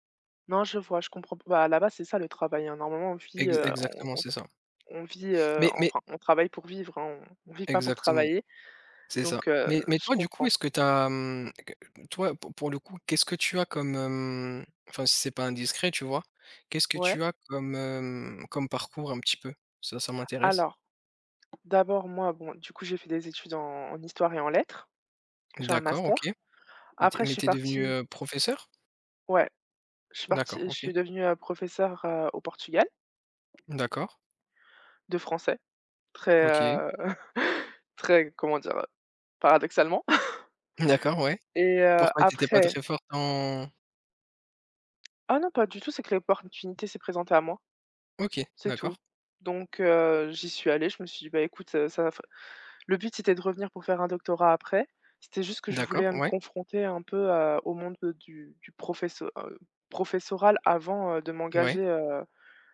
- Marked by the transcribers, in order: tapping; chuckle; chuckle; other background noise
- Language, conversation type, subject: French, unstructured, Quelle est votre stratégie pour maintenir un bon équilibre entre le travail et la vie personnelle ?